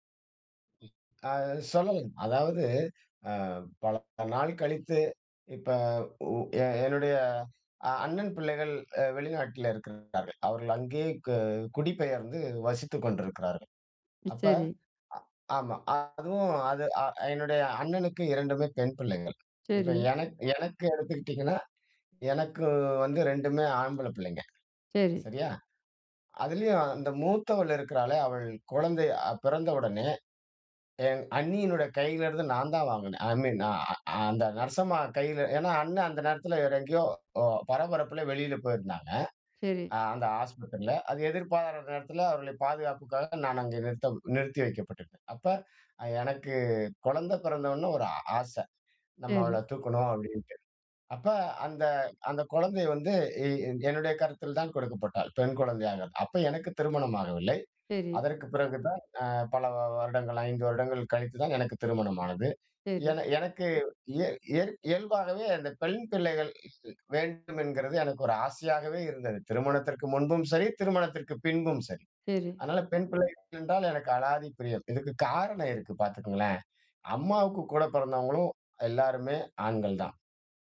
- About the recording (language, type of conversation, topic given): Tamil, podcast, அன்புள்ள உறவுகளுடன் நேரம் செலவிடும் போது கைபேசி இடைஞ்சலை எப்படித் தவிர்ப்பது?
- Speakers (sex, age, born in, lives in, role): female, 35-39, India, India, host; male, 55-59, India, India, guest
- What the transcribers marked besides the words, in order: drawn out: "எனக்கு"; in English: "ஐ மீன்"; other background noise